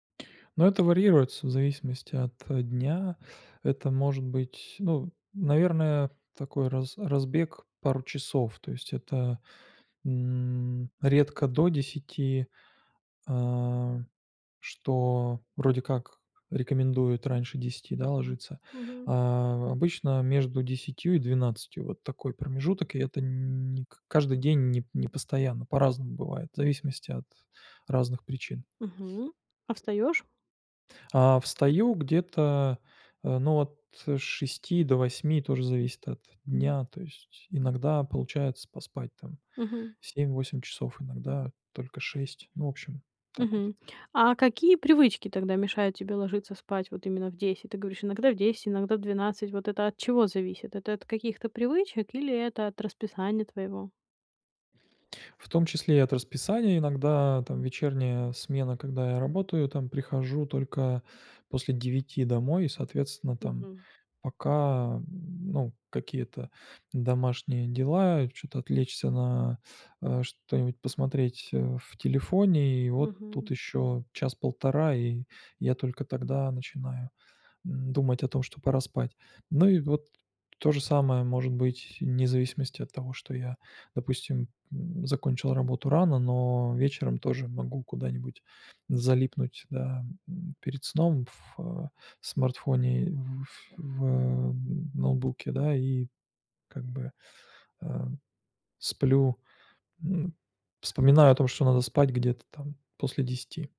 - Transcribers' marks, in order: tapping; other background noise
- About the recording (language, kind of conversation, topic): Russian, advice, Как мне проще выработать стабильный режим сна?